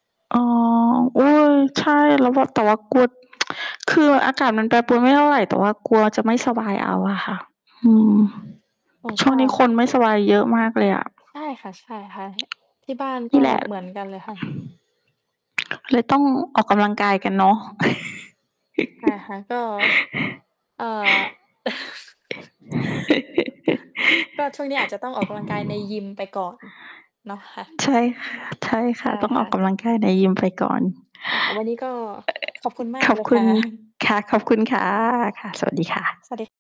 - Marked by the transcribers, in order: tsk; distorted speech; static; other background noise; mechanical hum; chuckle; chuckle; laugh; tapping; chuckle
- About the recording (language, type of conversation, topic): Thai, unstructured, ระหว่างการออกกำลังกายในยิมกับการออกกำลังกายกลางแจ้ง คุณคิดว่าแบบไหนเหมาะกับคุณมากกว่ากัน?